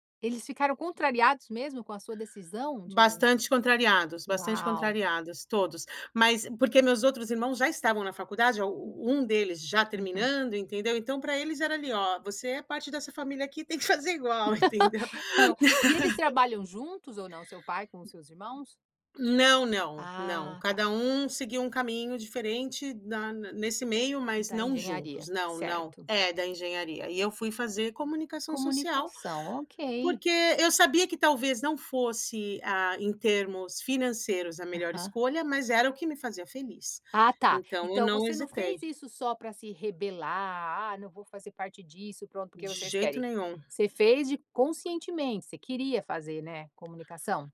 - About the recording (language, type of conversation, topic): Portuguese, podcast, Como você começou a se conhecer de verdade?
- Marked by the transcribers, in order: laugh; laugh